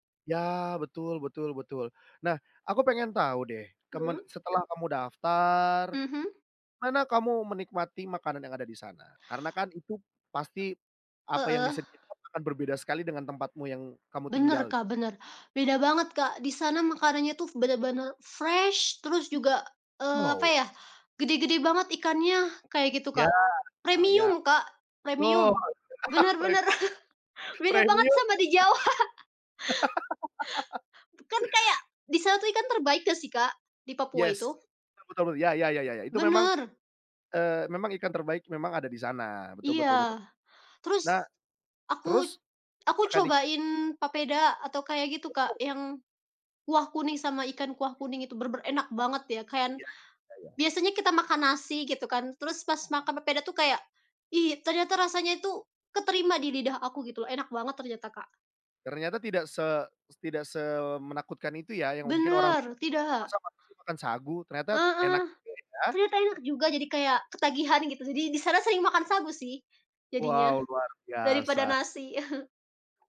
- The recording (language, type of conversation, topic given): Indonesian, podcast, Apa pengalaman perjalanan paling berkesan yang pernah kamu alami?
- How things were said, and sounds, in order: other background noise; in English: "fresh"; chuckle; laughing while speaking: "Jawa"; chuckle; laugh; tapping; chuckle